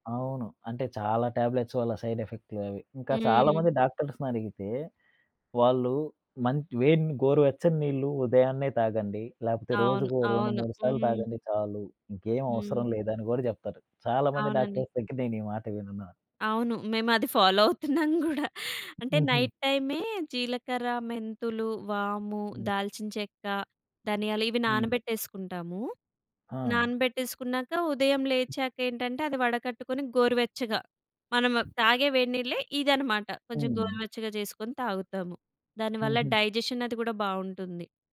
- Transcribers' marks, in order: other background noise; in English: "టాబ్లెట్స్"; in English: "సైడ్"; in English: "డాక్టర్స్"; laughing while speaking: "మేమది ఫాలో అవుతున్నాం గూడా"; in English: "ఫాలో"; in English: "డైజెషన్"
- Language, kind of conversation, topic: Telugu, podcast, ఒక సాధారణ వ్యాయామ రొటీన్ గురించి చెప్పగలరా?